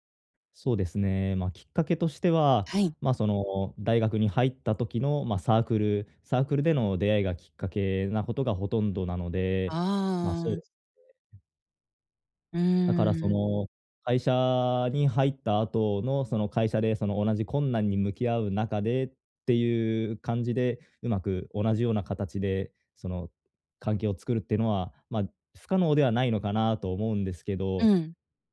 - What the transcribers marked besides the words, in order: none
- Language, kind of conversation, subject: Japanese, advice, 慣れた環境から新しい生活へ移ることに不安を感じていますか？